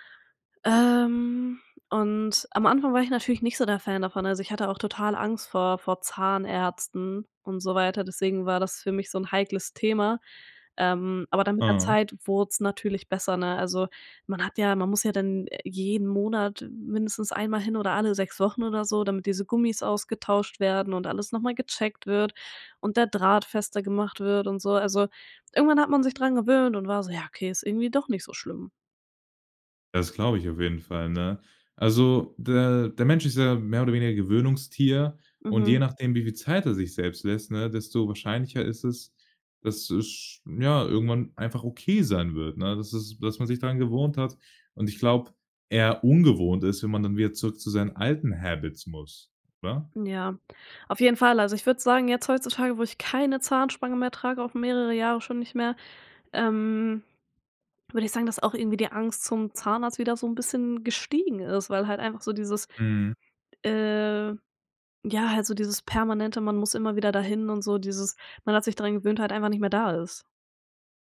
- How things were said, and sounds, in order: none
- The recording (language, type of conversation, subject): German, podcast, Kannst du von einer Situation erzählen, in der du etwas verlernen musstest?